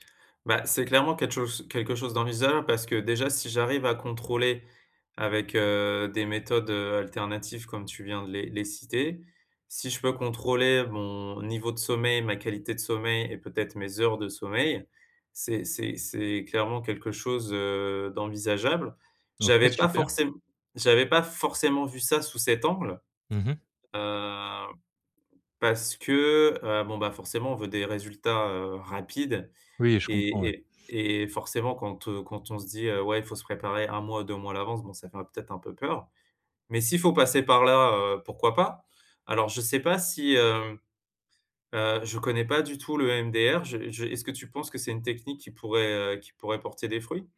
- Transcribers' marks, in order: "d'envisageable" said as "d'envizaable"; stressed: "forcément"
- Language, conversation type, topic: French, advice, Comment vivez-vous le décalage horaire après un long voyage ?